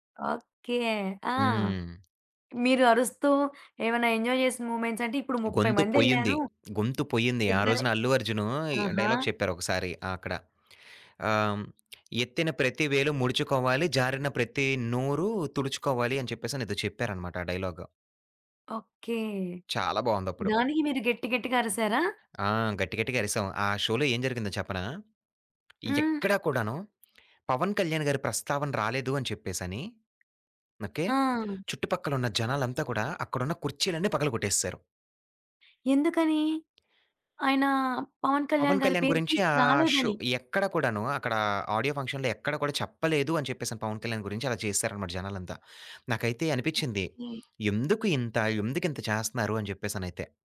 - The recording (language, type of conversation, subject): Telugu, podcast, ప్రత్యక్ష కార్యక్రమానికి వెళ్లేందుకు మీరు చేసిన ప్రయాణం గురించి ఒక కథ చెప్పగలరా?
- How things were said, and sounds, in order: other background noise; in English: "ఎంజాయ్"; in English: "మూమెంట్స్"; tapping; in English: "డైలాగ్"; in English: "షోలో"; in English: "షో"; in English: "ఆడియో ఫంక్షన్‌లో"